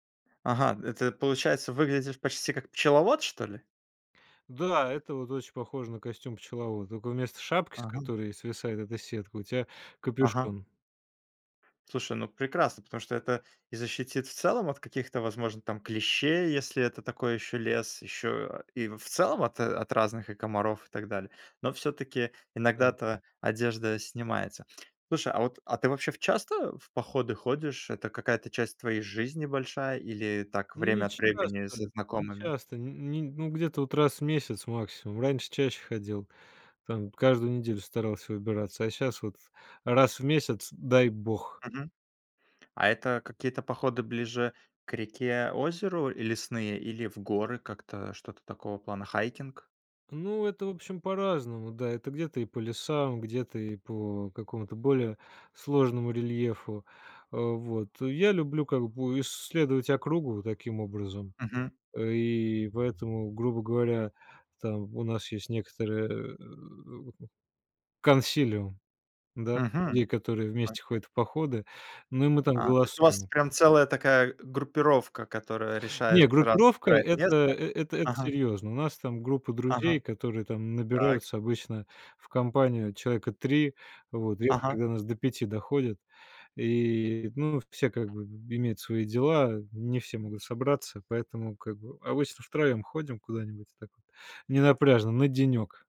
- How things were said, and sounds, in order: tapping; other background noise; grunt
- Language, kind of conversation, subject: Russian, podcast, Какие базовые вещи ты всегда берёшь в поход?